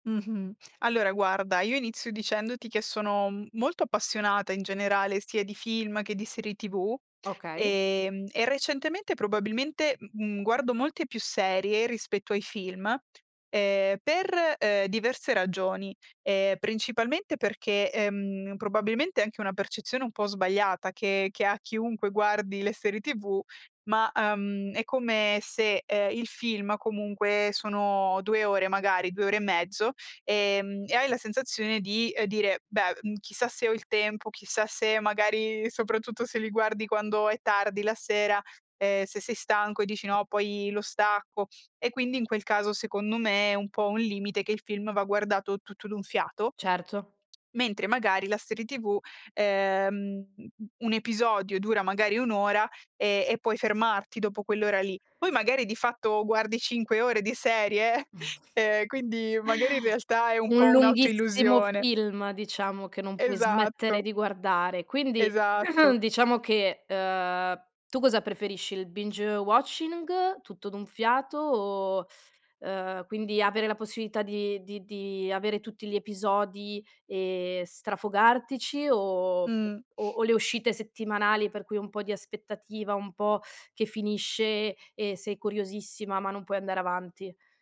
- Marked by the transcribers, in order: tapping; "film" said as "filma"; other background noise; chuckle; throat clearing; in English: "binge watching"
- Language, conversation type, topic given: Italian, podcast, Che cosa ti attrae di più nelle serie in streaming?
- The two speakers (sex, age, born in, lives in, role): female, 25-29, Italy, Italy, guest; female, 30-34, Italy, Italy, host